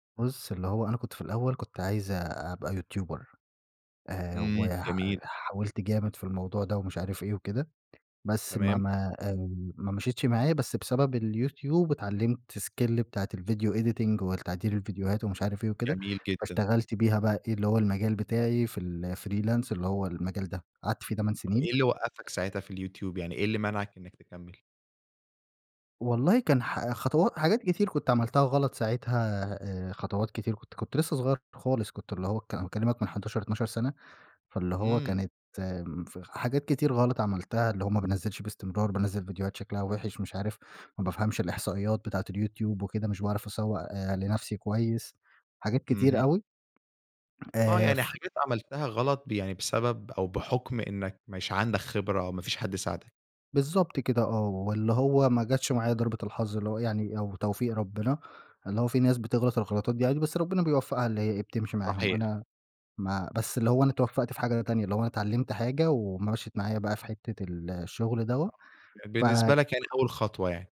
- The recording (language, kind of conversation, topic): Arabic, podcast, إزاي بتوازن بين شغفك والمرتب اللي نفسك فيه؟
- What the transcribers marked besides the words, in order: in English: "يوتيوبر"; in English: "skill"; in English: "الvideo editing"; in English: "الFreelance"; tapping